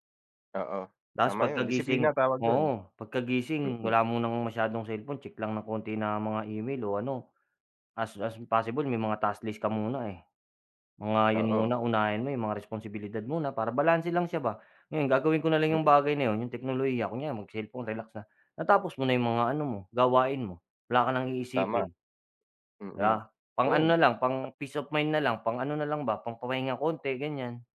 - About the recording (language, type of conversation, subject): Filipino, unstructured, Ano ang opinyon mo tungkol sa epekto ng teknolohiya sa ating pang-araw-araw na gawain?
- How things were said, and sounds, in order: tapping